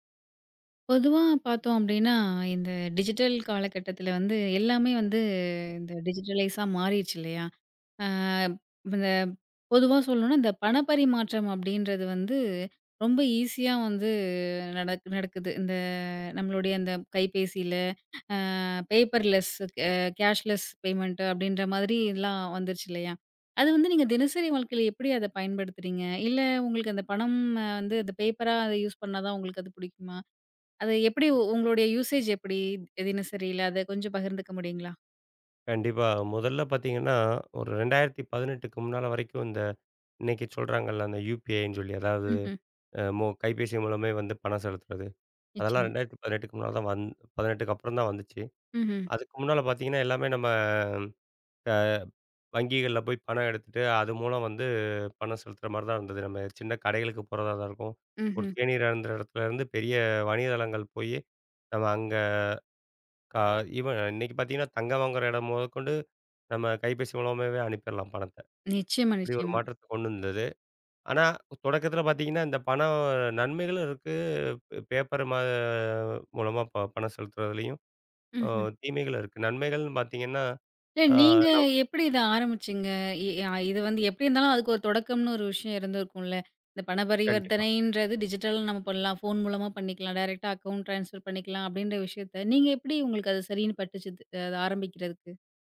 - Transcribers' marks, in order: in English: "டிஜிட்டல்"; in English: "டிஜிட்டலைசா"; tapping; in English: "பேப்பர்லெஸ், கேஷ்லெஸ் பெமென்ட்"; in English: "பேப்பரா யூஸ்"; in English: "யூசேஜ்"; in English: "ஈவென்"; other background noise; in English: "டிஜிட்டல்னு"; in English: "டைரக்ட்டா அக்கௌன்ட் ட்ரான்ஸ்பெர்"
- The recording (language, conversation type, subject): Tamil, podcast, பணத்தைப் பயன்படுத்தாமல் செய்யும் மின்னணு பணப்பரிமாற்றங்கள் உங்கள் நாளாந்த வாழ்க்கையின் ஒரு பகுதியாக எப்போது, எப்படித் தொடங்கின?